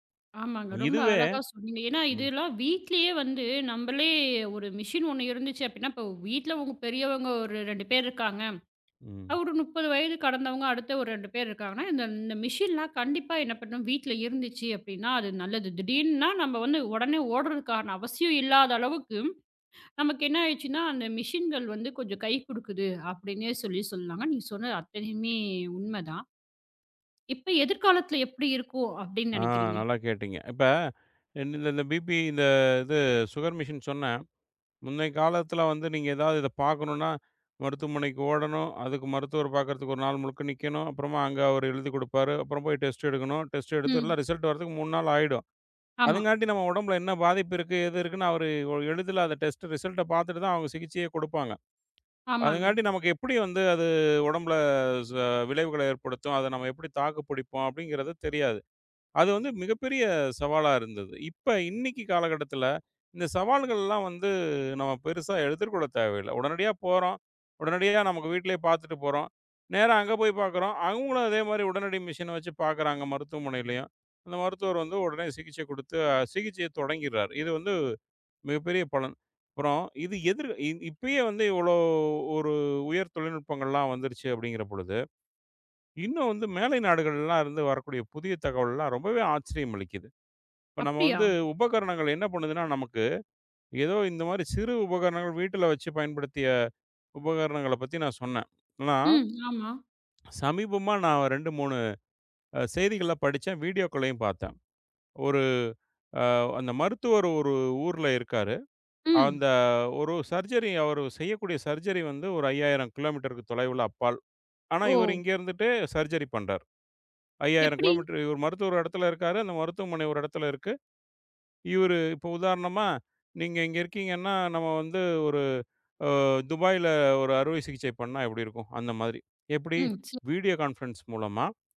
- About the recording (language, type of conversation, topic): Tamil, podcast, உடல்நலம் மற்றும் ஆரோக்கியக் கண்காணிப்பு கருவிகள் எதிர்காலத்தில் நமக்கு என்ன தரும்?
- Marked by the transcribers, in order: background speech; tapping; other background noise; in English: "சுகர் மிஷின்"; in English: "டெஸ்ட்"; in English: "டெஸ்ட்"; in English: "ரிசல்ட்"; in English: "டெஸ்ட் ரிசல்ட்"; drawn out: "இவ்ளோ"; swallow; in English: "சர்ஜரி"; in English: "சர்ஜரி"; in English: "சர்ஜரி"; other noise; in English: "வீடியோ கான்பரன்ஸ்"